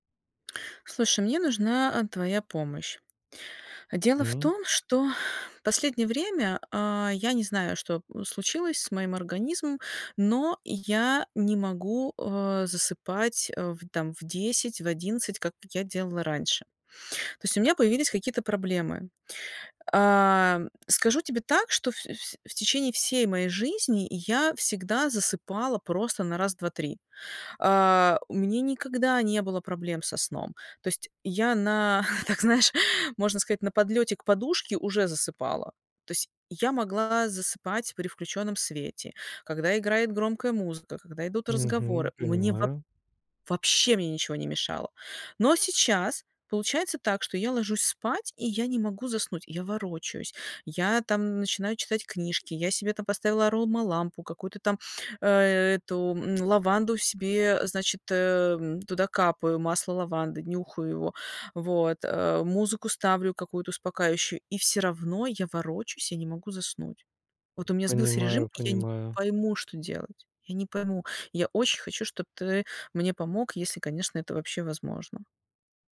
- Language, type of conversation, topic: Russian, advice, Почему у меня проблемы со сном и почему не получается придерживаться режима?
- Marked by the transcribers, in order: laughing while speaking: "так, знаешь"; "успокаивающую" said as "успокающую"